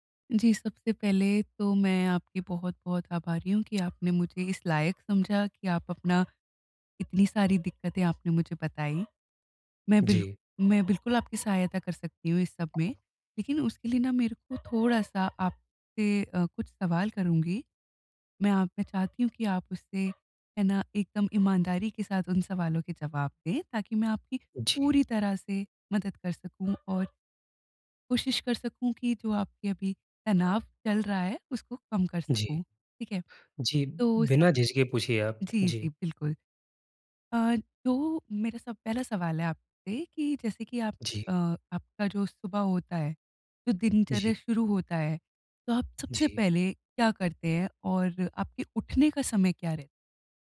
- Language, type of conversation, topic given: Hindi, advice, आप सुबह की तनावमुक्त शुरुआत कैसे कर सकते हैं ताकि आपका दिन ऊर्जावान रहे?
- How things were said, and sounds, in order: other background noise; dog barking; tapping